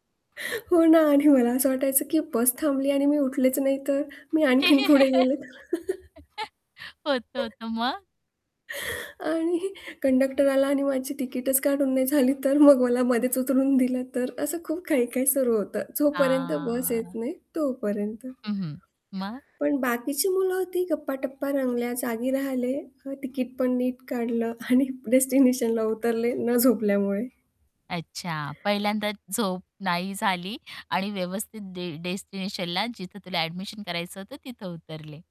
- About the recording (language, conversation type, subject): Marathi, podcast, एकटी महिला म्हणून प्रवास करताना तुम्हाला काय वेगळं जाणवतं?
- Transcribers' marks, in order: chuckle; chuckle; other background noise; laughing while speaking: "आणि"; tapping